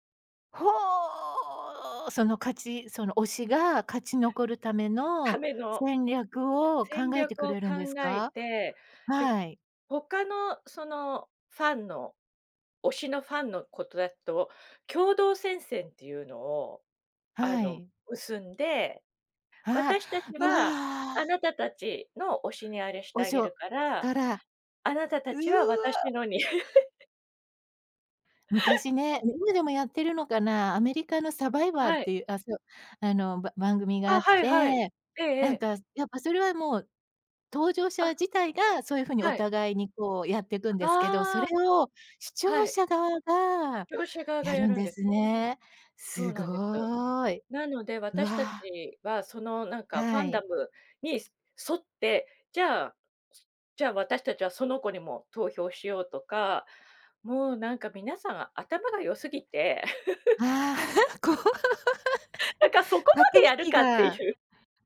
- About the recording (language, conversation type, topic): Japanese, podcast, 最近ハマっている趣味は何ですか？
- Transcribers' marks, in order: laugh; in English: "ファンダム"; tapping; laugh; laughing while speaking: "こわ"; laughing while speaking: "なんかそこまでやるかっていう"